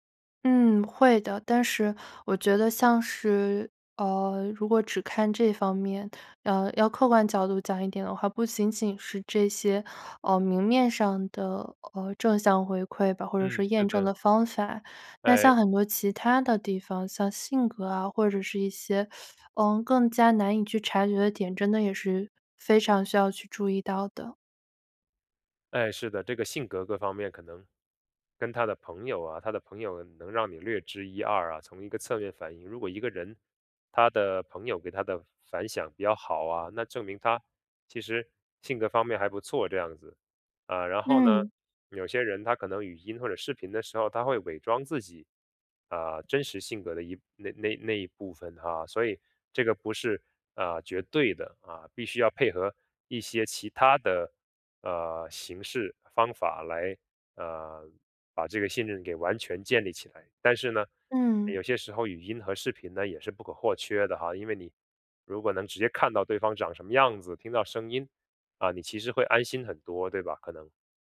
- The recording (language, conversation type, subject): Chinese, podcast, 线上陌生人是如何逐步建立信任的？
- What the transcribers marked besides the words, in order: teeth sucking